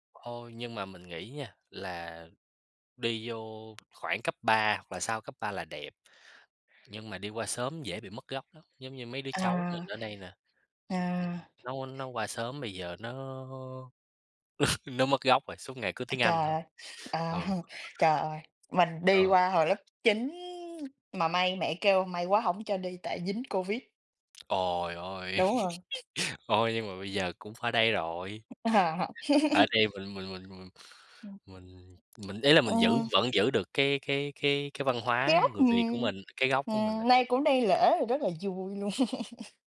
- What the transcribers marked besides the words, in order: other background noise; tapping; other noise; laugh; laugh; laughing while speaking: "À"; laugh; chuckle
- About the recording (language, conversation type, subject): Vietnamese, unstructured, Bạn thích loại hình du lịch nào nhất và vì sao?
- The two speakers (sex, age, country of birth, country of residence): female, 20-24, Vietnam, United States; male, 20-24, Vietnam, United States